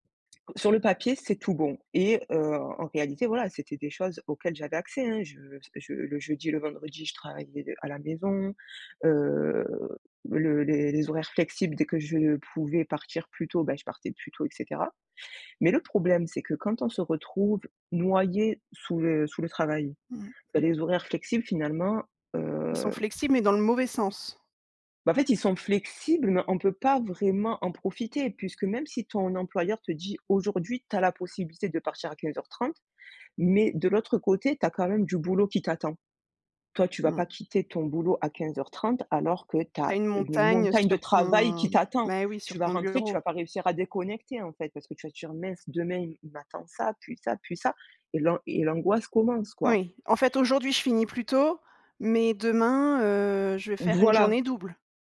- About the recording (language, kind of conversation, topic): French, podcast, Comment trouves-tu le bon équilibre entre le travail et ta santé ?
- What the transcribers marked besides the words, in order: stressed: "noyé"; stressed: "travail"